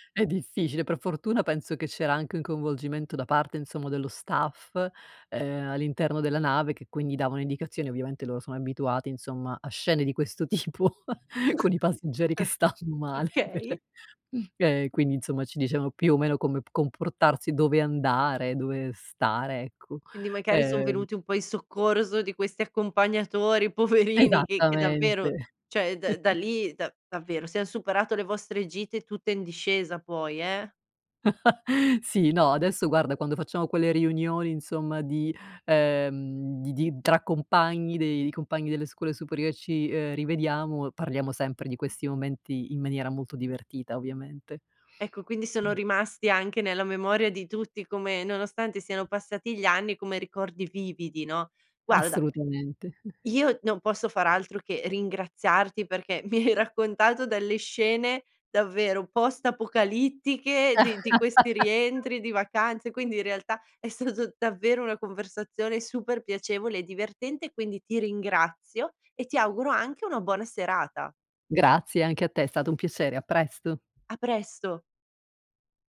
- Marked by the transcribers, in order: chuckle; laughing while speaking: "tipo"; chuckle; laughing while speaking: "stanno male per"; laughing while speaking: "poverini"; chuckle; chuckle; chuckle; laughing while speaking: "mi hai"; chuckle; tapping
- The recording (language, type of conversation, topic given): Italian, podcast, Qual è stata la tua peggiore disavventura in vacanza?